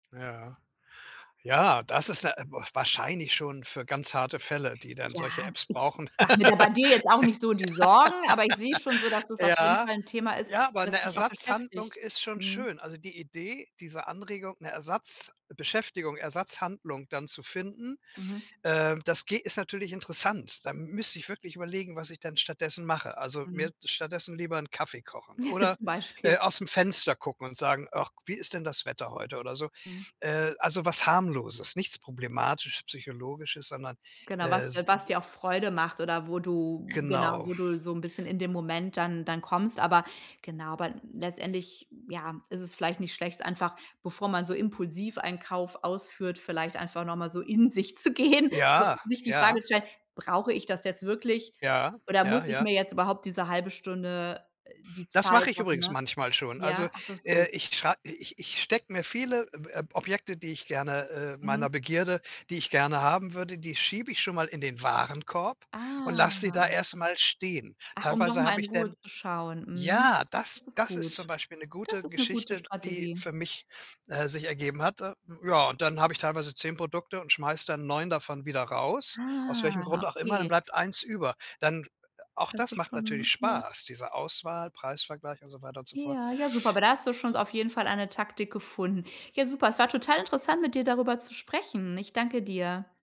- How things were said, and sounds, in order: other background noise; laugh; chuckle; unintelligible speech; laughing while speaking: "zu gehen"; drawn out: "Ah"; drawn out: "Ah"
- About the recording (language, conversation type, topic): German, advice, Wie verändert sich dein Kaufverhalten, wenn du gestresst oder gelangweilt bist?